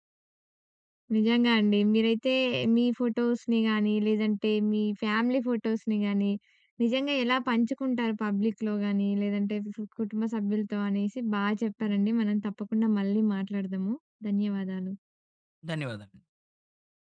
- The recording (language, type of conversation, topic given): Telugu, podcast, ఫోటోలు పంచుకునేటప్పుడు మీ నిర్ణయం ఎలా తీసుకుంటారు?
- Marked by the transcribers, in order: in English: "ఫోటోస్‌ని"; in English: "ఫ్యామిలీ ఫోటోస్‍ని"; in English: "పబ్లిక్‌లో"